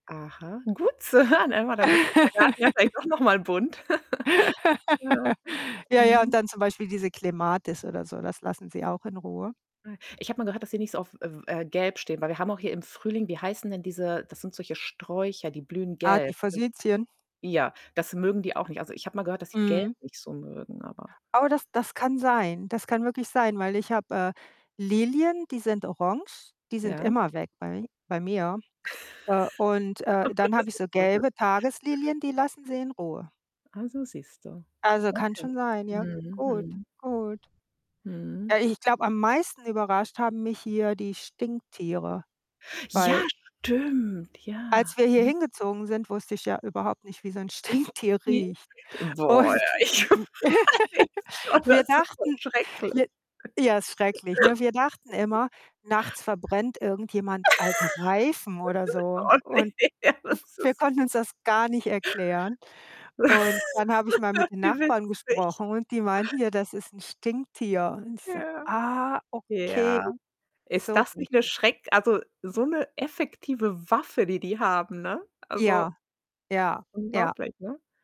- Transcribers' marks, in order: laugh; distorted speech; laugh; giggle; static; unintelligible speech; other background noise; chuckle; unintelligible speech; laughing while speaking: "Ich weiß. Boah, das ist so schrecklich"; laughing while speaking: "Stinktier"; laughing while speaking: "und"; giggle; chuckle; tapping; laugh; laughing while speaking: "Oh ne. Ja, das ist"; laugh; laughing while speaking: "Wie witzig?"
- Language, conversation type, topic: German, unstructured, Was überrascht dich an der Tierwelt in deiner Gegend am meisten?